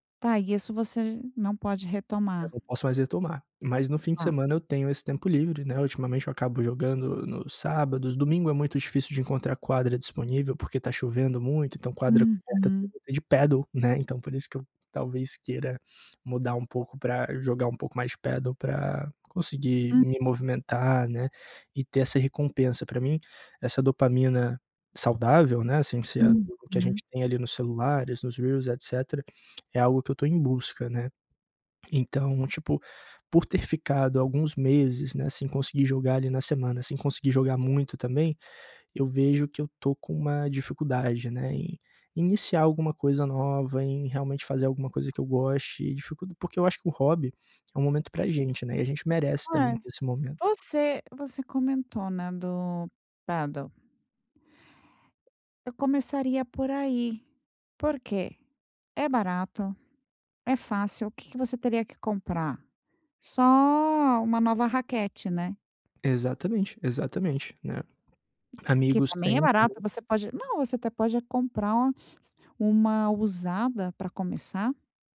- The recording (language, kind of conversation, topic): Portuguese, advice, Como posso começar um novo hobby sem ficar desmotivado?
- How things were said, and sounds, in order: other background noise; tapping